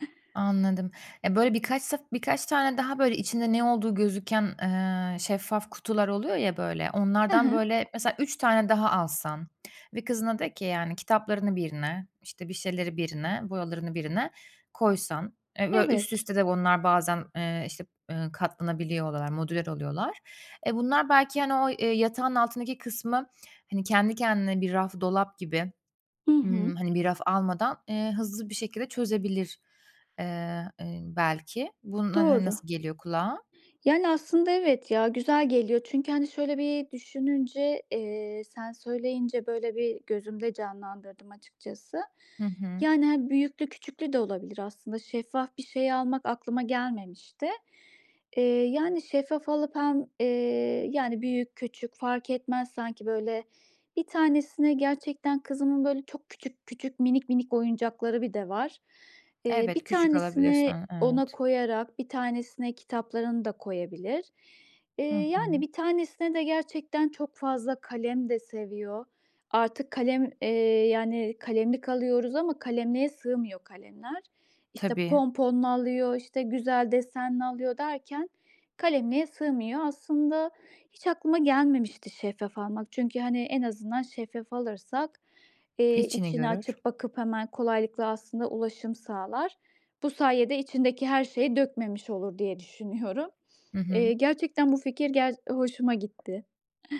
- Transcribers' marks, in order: other background noise; background speech; tapping
- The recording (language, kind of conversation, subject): Turkish, advice, Eşyalarımı düzenli tutmak ve zamanımı daha iyi yönetmek için nereden başlamalıyım?